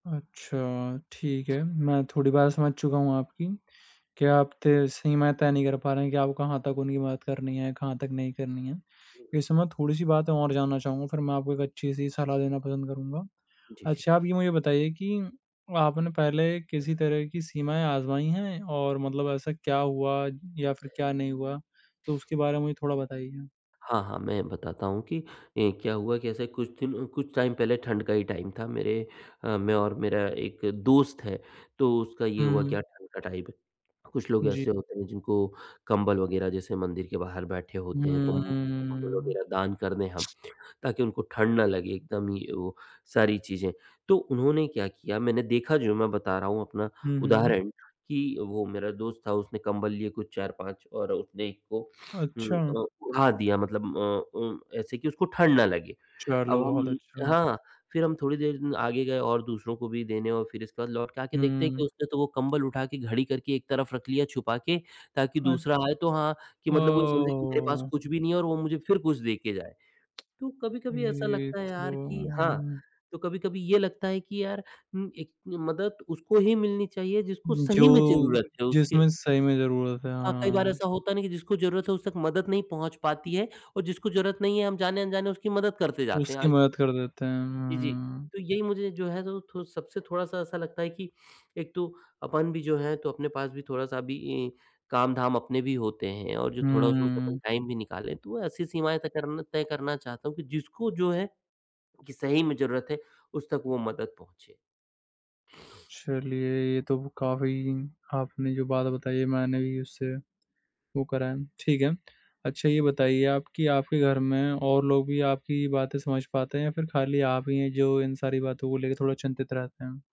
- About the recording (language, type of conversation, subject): Hindi, advice, मैं किसी वृद्ध या निर्भर परिवारजन की देखभाल करते हुए भावनात्मक सीमाएँ कैसे तय करूँ और आत्मदेखभाल कैसे करूँ?
- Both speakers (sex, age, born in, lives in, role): male, 20-24, India, India, advisor; male, 45-49, India, India, user
- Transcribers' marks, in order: tapping; other background noise; in English: "टाइम"; in English: "टाइम"; in English: "टाइम"; sniff; in English: "टाइम"; sniff